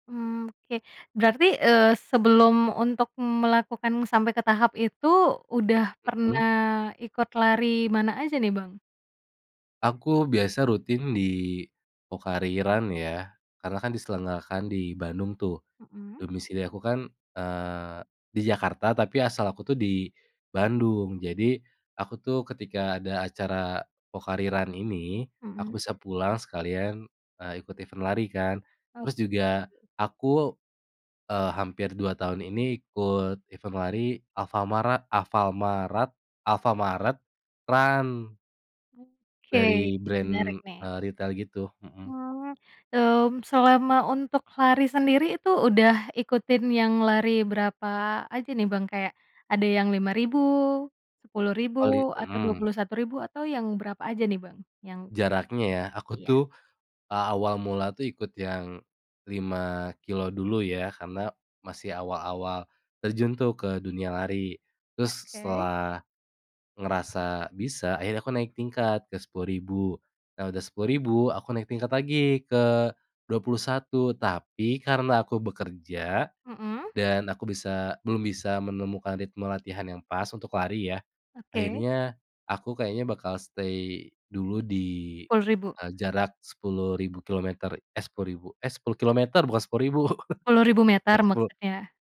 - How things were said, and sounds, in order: in English: "event"; in English: "event"; in English: "brand"; unintelligible speech; in English: "stay"; chuckle
- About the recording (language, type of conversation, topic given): Indonesian, podcast, Bagaimana kamu mengatur waktu antara pekerjaan dan hobi?